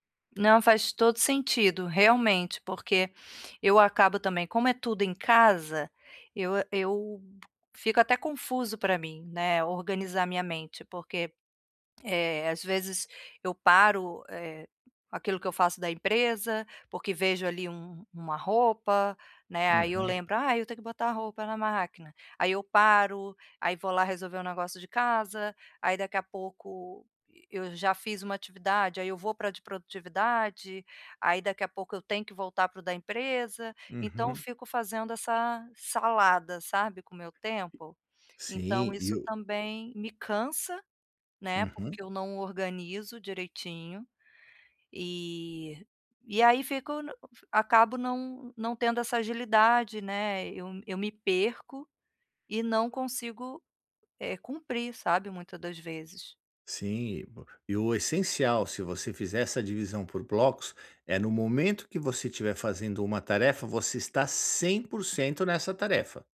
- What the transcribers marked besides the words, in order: tapping
- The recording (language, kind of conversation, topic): Portuguese, advice, Como lidar com a culpa ou a ansiedade ao dedicar tempo ao lazer?